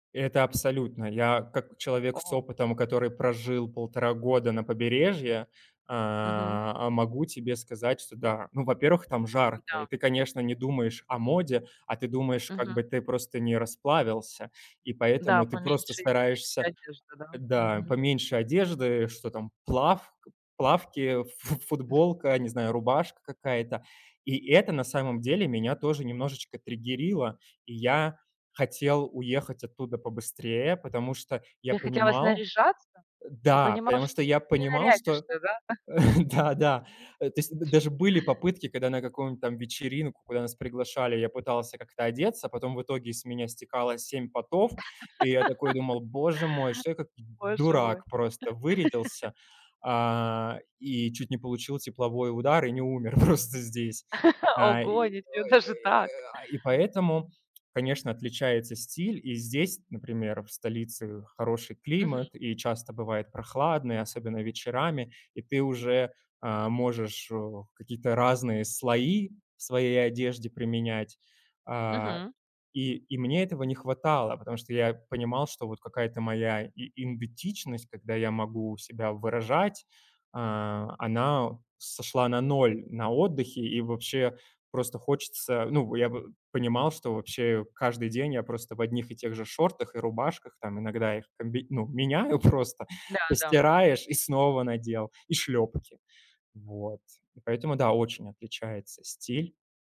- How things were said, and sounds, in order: other background noise; chuckle; chuckle; laugh; laugh; laugh; laughing while speaking: "просто"
- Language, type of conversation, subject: Russian, podcast, Как одежда помогает тебе выражать себя?